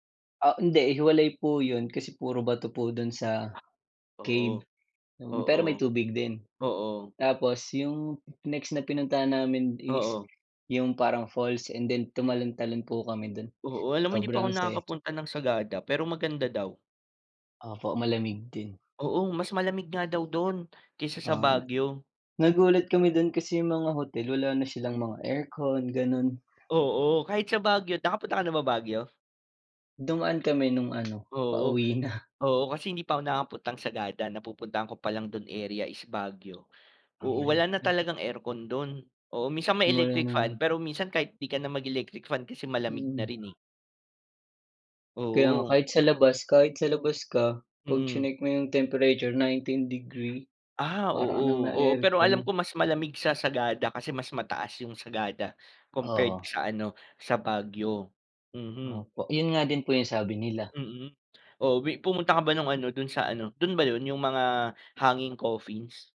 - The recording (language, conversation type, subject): Filipino, unstructured, Saan mo gustong magbakasyon kung walang limitasyon?
- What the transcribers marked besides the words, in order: laughing while speaking: "na"; unintelligible speech